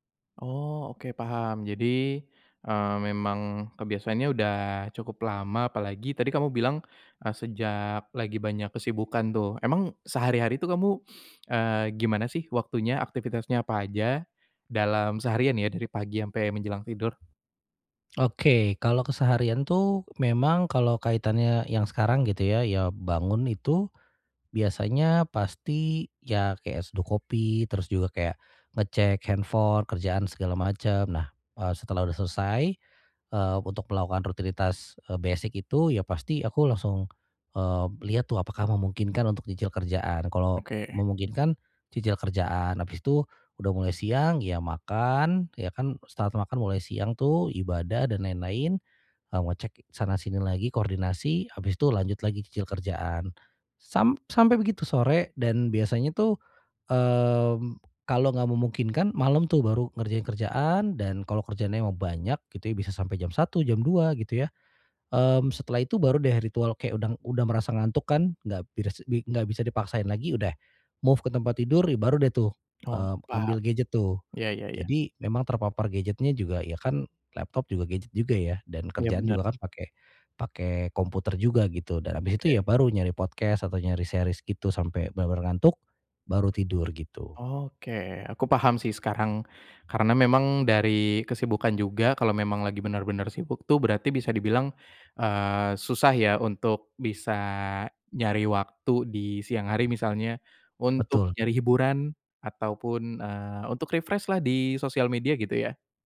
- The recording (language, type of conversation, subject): Indonesian, advice, Bagaimana cara tidur lebih nyenyak tanpa layar meski saya terbiasa memakai gawai di malam hari?
- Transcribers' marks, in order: in English: "move"; in English: "podcast"; in English: "series"; in English: "refresh"